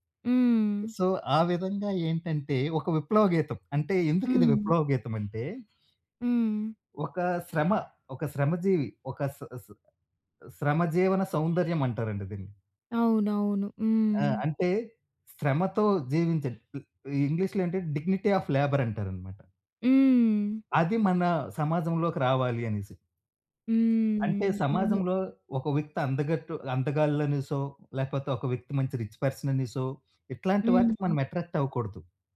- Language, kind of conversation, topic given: Telugu, podcast, మీకు ఎప్పటికీ ఇష్టమైన సినిమా పాట గురించి ఒక కథ చెప్పగలరా?
- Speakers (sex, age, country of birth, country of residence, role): female, 20-24, India, India, host; male, 35-39, India, India, guest
- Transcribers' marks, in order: in English: "సో"; other background noise; horn; in English: "డిగ్నిటీ ఆఫ్ లేబర్"; in English: "రిచ్"; in English: "ఎట్రాక్ట్"